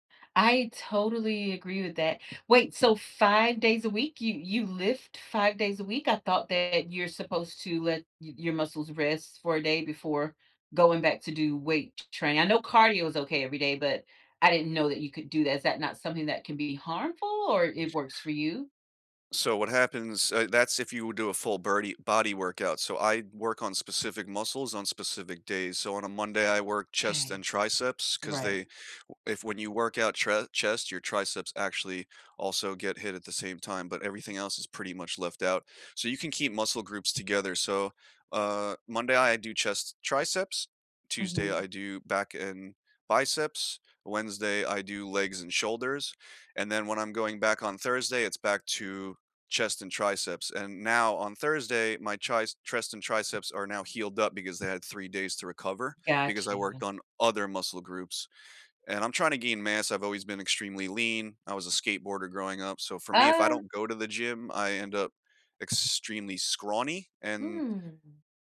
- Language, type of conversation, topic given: English, unstructured, How do you stay motivated to move regularly?
- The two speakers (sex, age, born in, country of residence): female, 40-44, United States, United States; male, 35-39, United States, United States
- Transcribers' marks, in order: none